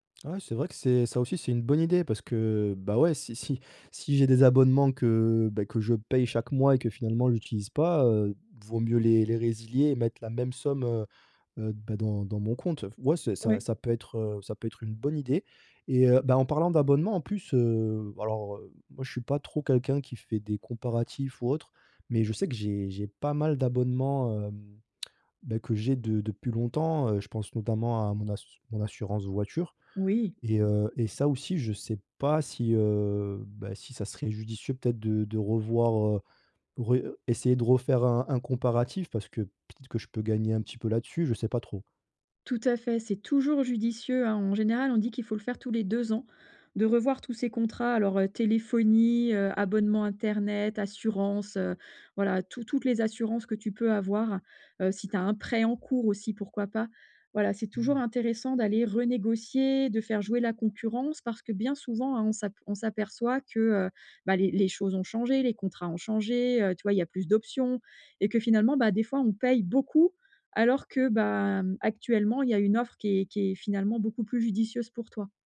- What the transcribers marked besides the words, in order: none
- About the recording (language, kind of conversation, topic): French, advice, Comment puis-je équilibrer mon épargne et mes dépenses chaque mois ?